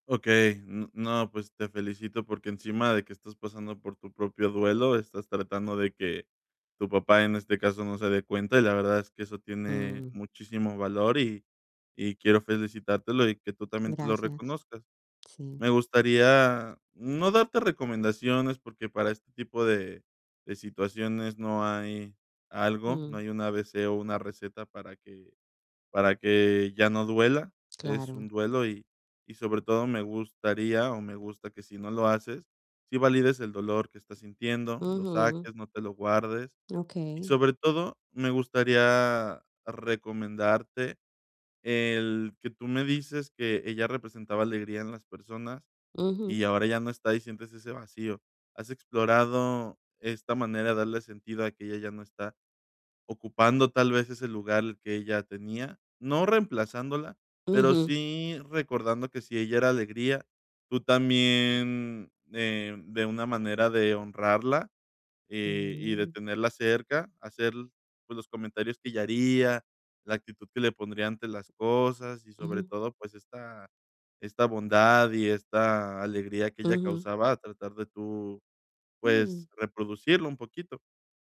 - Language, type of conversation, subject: Spanish, advice, ¿Cómo puedo encontrar sentido y propósito después de perder a alguien cercano y atravesar el duelo?
- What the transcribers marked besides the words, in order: static